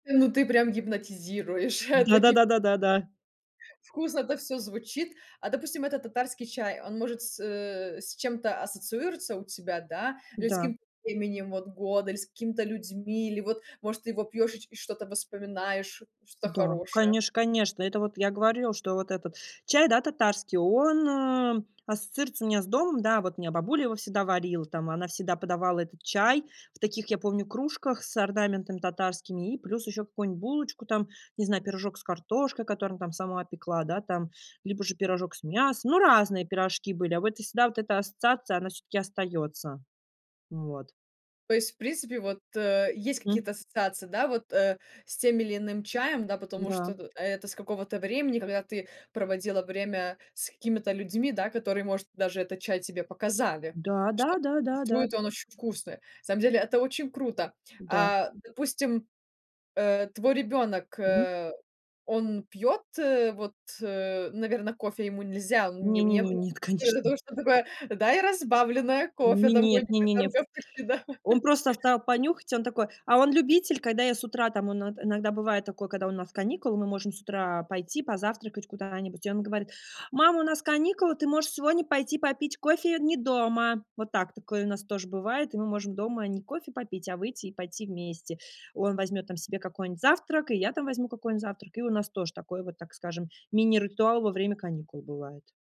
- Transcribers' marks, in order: chuckle; other background noise; laughing while speaking: "конечно"; laugh
- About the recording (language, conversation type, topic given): Russian, podcast, Какой у вас утренний ритуал за чашкой кофе или чая?